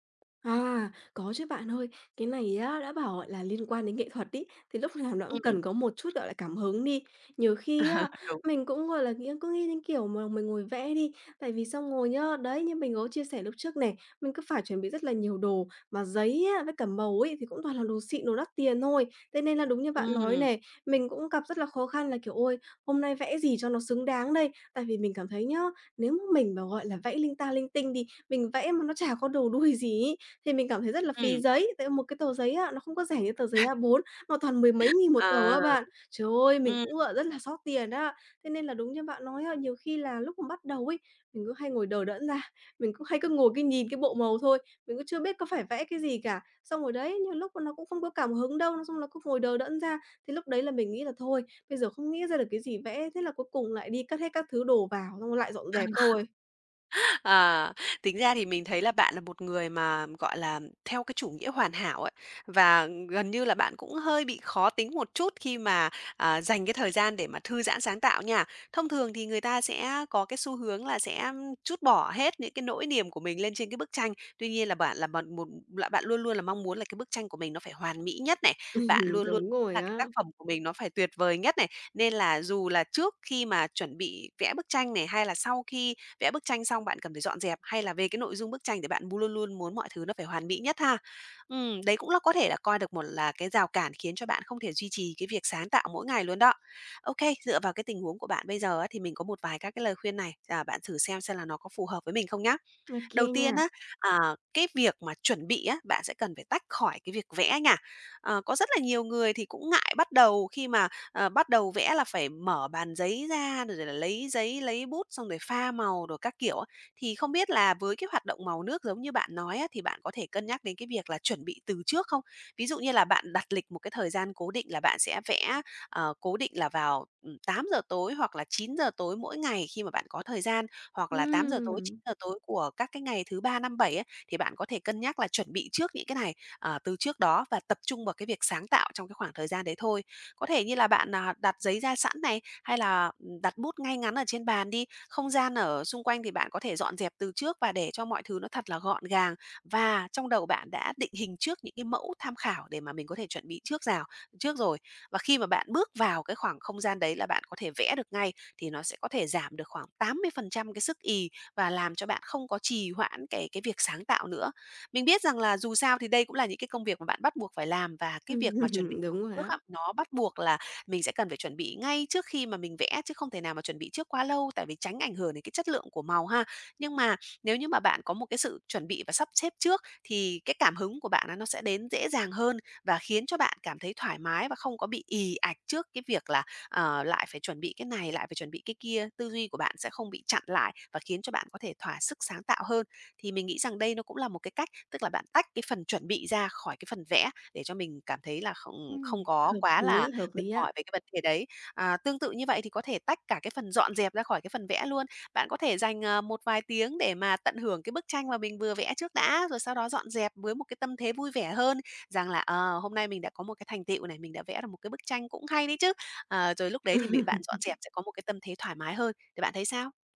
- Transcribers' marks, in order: other background noise; tapping; laughing while speaking: "Ờ"; laugh; laugh; laugh; unintelligible speech; laughing while speaking: "Ừm"; laugh
- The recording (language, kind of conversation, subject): Vietnamese, advice, Làm thế nào để bắt đầu thói quen sáng tạo hằng ngày khi bạn rất muốn nhưng vẫn không thể bắt đầu?